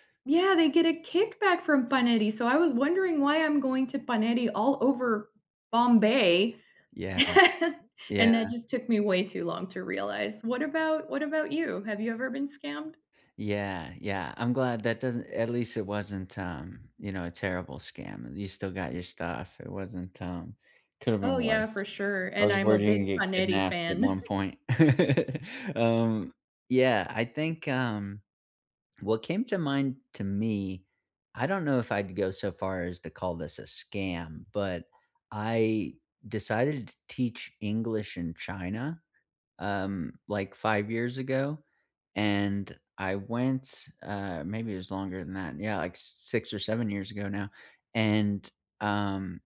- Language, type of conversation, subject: English, unstructured, Have you ever been scammed while traveling, and what was it like?
- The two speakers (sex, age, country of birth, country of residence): female, 40-44, United States, United States; male, 40-44, United States, United States
- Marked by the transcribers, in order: put-on voice: "Paneri"; put-on voice: "Paneri"; chuckle; put-on voice: "Paneri"; chuckle; chuckle